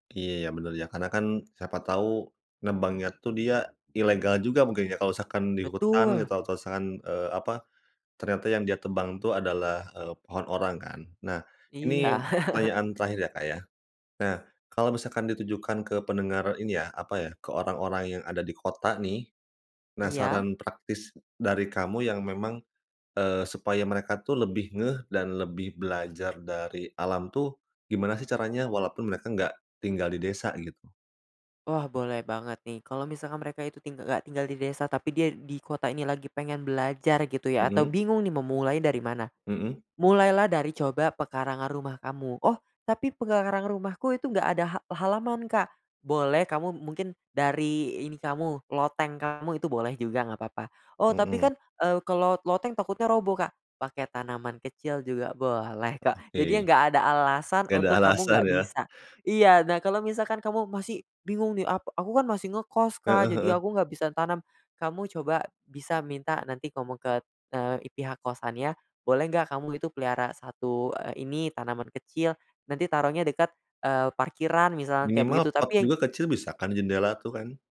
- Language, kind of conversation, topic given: Indonesian, podcast, Ceritakan pengalaman penting apa yang pernah kamu pelajari dari alam?
- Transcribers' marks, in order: tapping; chuckle; "pihak" said as "itihak"